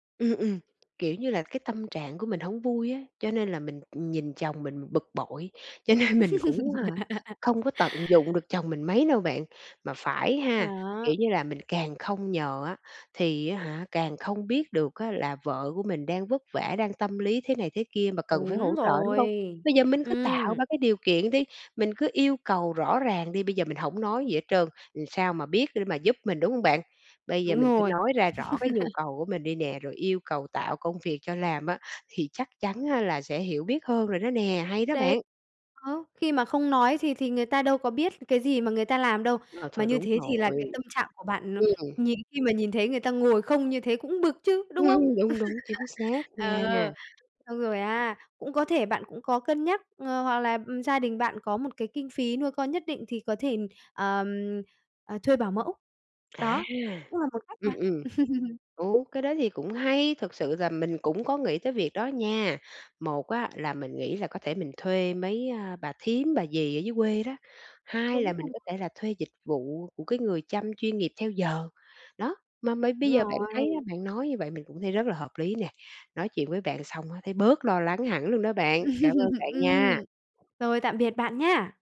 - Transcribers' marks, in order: tapping; laughing while speaking: "cho nên"; laugh; laugh; other background noise; laugh; laugh; laugh
- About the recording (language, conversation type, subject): Vietnamese, advice, Bạn lo lắng thế nào về việc thay đổi lịch sinh hoạt khi lần đầu làm cha/mẹ?